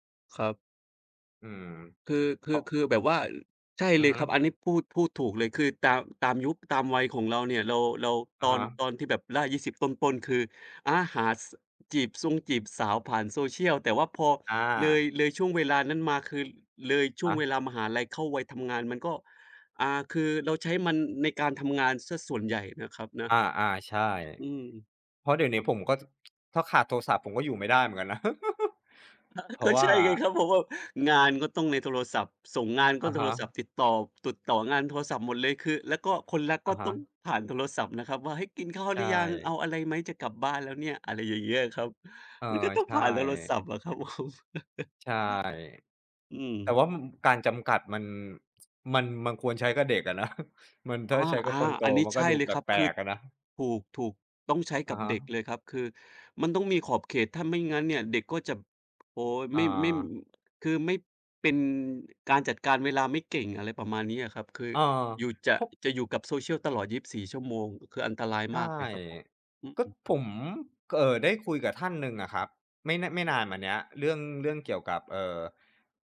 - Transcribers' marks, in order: other background noise; tapping; chuckle; laughing while speaking: "ผม"; chuckle; chuckle
- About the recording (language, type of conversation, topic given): Thai, unstructured, เทคโนโลยีช่วยให้คุณติดต่อกับคนที่คุณรักได้ง่ายขึ้นไหม?